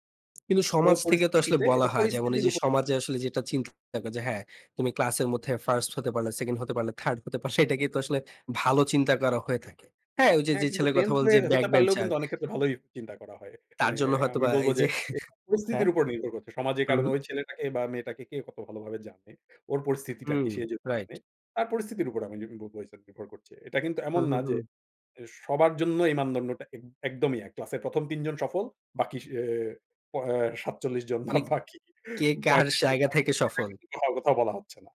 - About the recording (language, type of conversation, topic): Bengali, podcast, আপনি সুখ ও সাফল্যের মধ্যে পার্থক্য কীভাবে করেন?
- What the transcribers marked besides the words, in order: tapping; other background noise; laughing while speaking: "এটাকেই তো আসলে"; laughing while speaking: "এই যে"; chuckle; unintelligible speech; "জায়গা" said as "সায়গা"; laughing while speaking: "জন বা বাকি"; chuckle; unintelligible speech